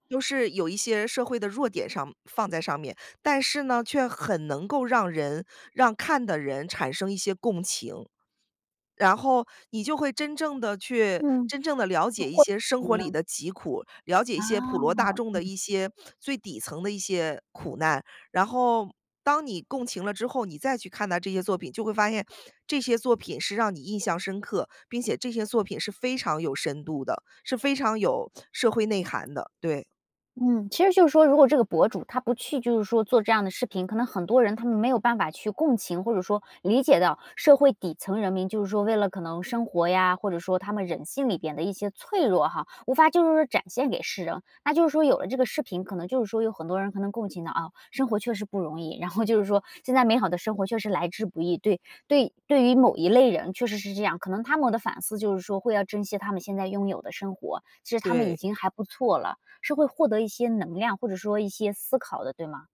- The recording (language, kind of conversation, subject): Chinese, podcast, 你愿意在作品里展现脆弱吗？
- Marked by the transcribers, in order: other background noise; laughing while speaking: "就是说"